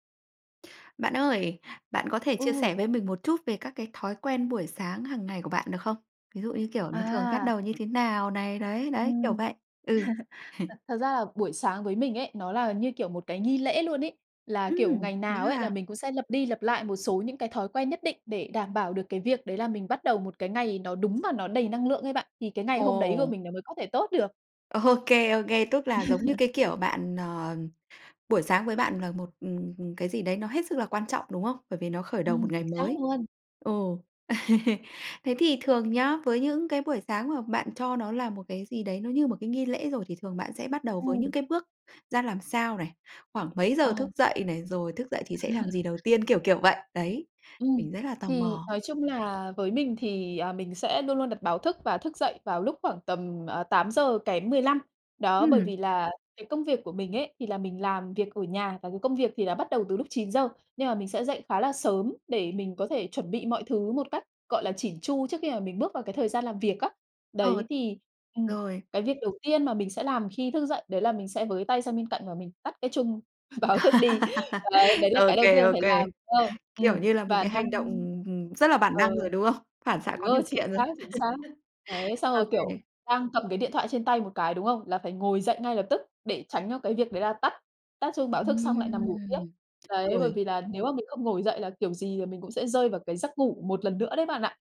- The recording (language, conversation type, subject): Vietnamese, podcast, Buổi sáng của bạn thường bắt đầu như thế nào?
- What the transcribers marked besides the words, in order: laugh; chuckle; tapping; laughing while speaking: "Ô kê"; laugh; other background noise; laugh; laugh; laugh; laughing while speaking: "báo thức"; laugh